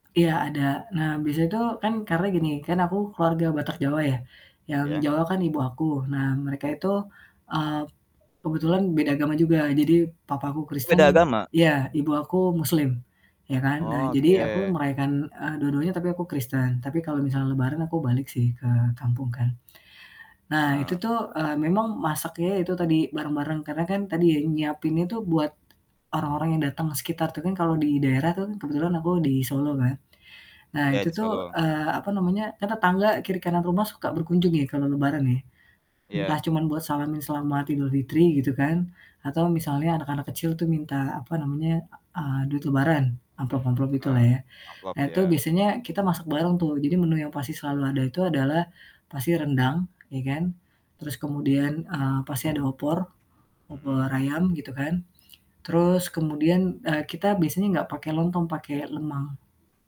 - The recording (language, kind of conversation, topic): Indonesian, podcast, Bagaimana makanan rumahan membentuk identitas budayamu?
- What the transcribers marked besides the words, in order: static; other background noise; tapping; distorted speech